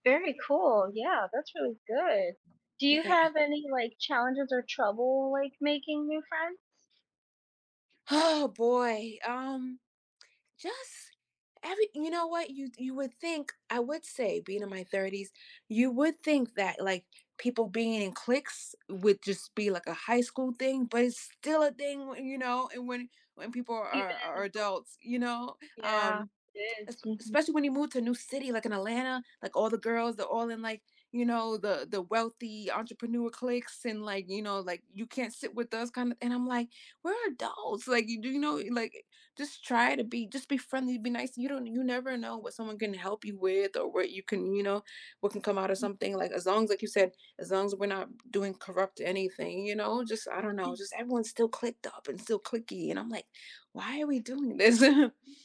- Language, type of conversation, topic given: English, unstructured, How do your experiences shape the way you form new friendships over time?
- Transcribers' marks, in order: other background noise; alarm; other noise; laughing while speaking: "this?"; chuckle